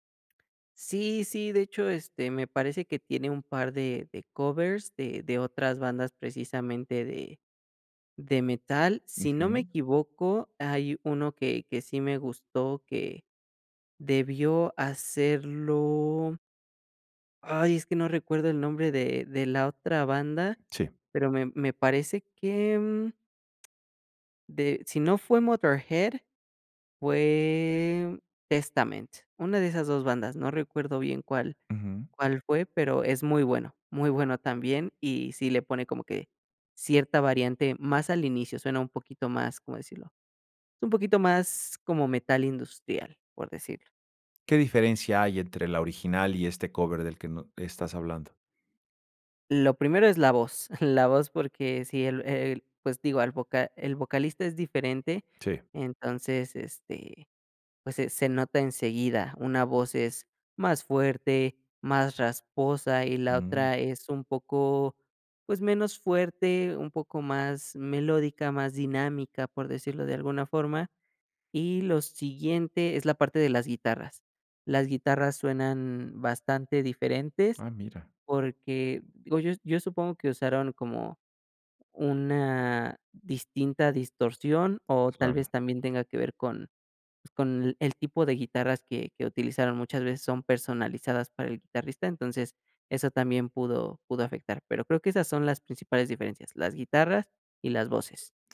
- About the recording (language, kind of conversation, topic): Spanish, podcast, ¿Cuál es tu canción favorita y por qué?
- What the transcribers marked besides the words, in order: chuckle